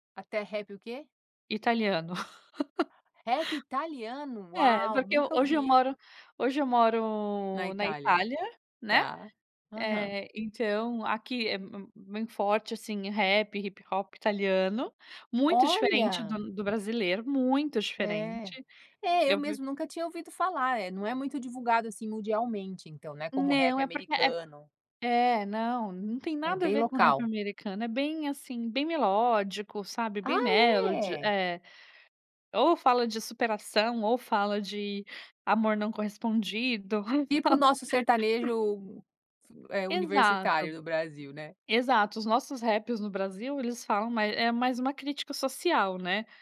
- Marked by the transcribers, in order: laugh; in English: "melody"; laugh
- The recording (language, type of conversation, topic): Portuguese, podcast, O que uma música precisa para realmente te tocar?